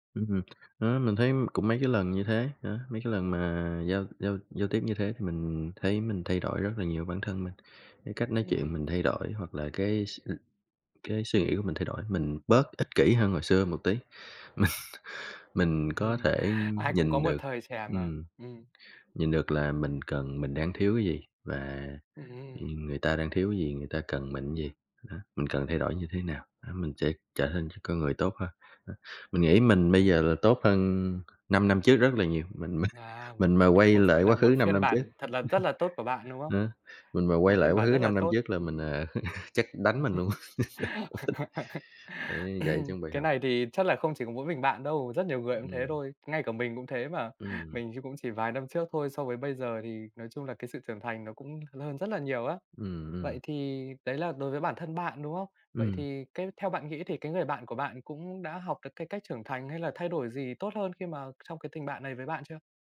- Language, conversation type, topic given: Vietnamese, podcast, Bạn có thể kể về một tình bạn đã thay đổi bạn như thế nào không?
- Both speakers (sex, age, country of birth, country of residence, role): male, 20-24, Vietnam, Vietnam, host; male, 25-29, Vietnam, Vietnam, guest
- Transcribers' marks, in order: tapping; other noise; chuckle; laughing while speaking: "mình"; laughing while speaking: "mình"; chuckle; laugh; throat clearing; chuckle; laughing while speaking: "không thích"